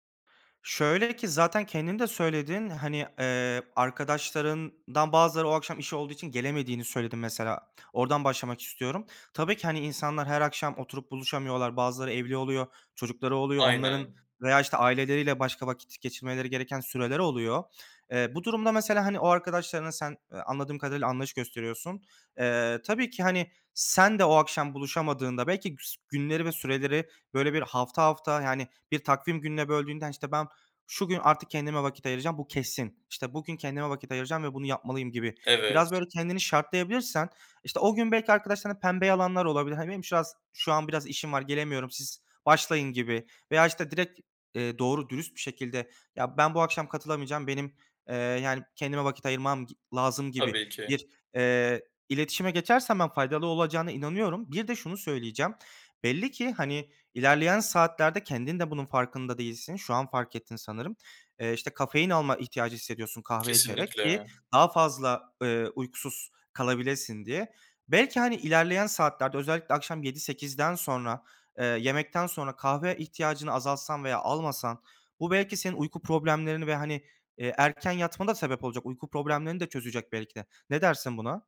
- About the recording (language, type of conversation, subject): Turkish, advice, Gece ekran kullanımı uykumu nasıl bozuyor ve bunu nasıl düzeltebilirim?
- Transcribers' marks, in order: other background noise